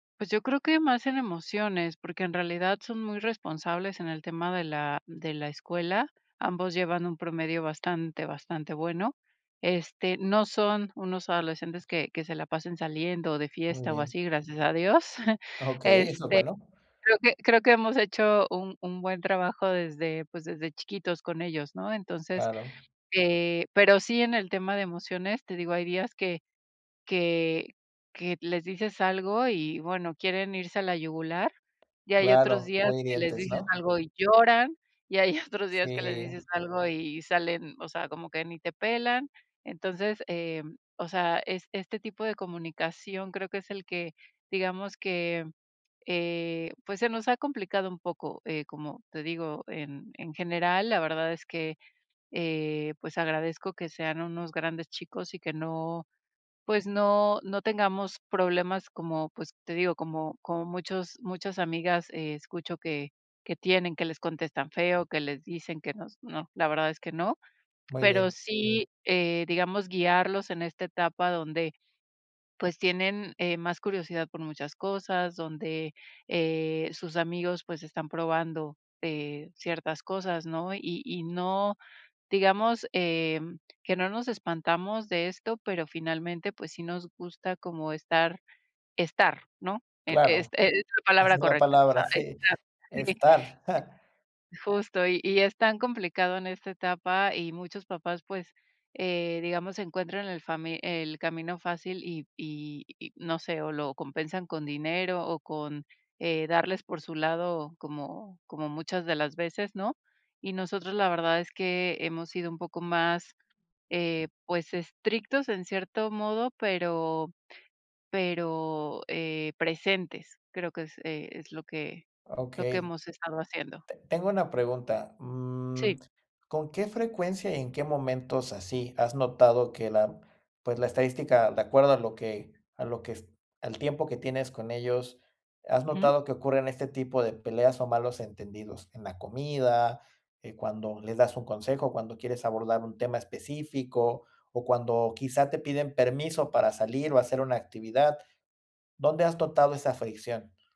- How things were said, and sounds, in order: chuckle; chuckle; other noise
- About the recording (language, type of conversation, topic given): Spanish, advice, ¿Cómo puedo mejorar la comunicación con mis hijos adolescentes?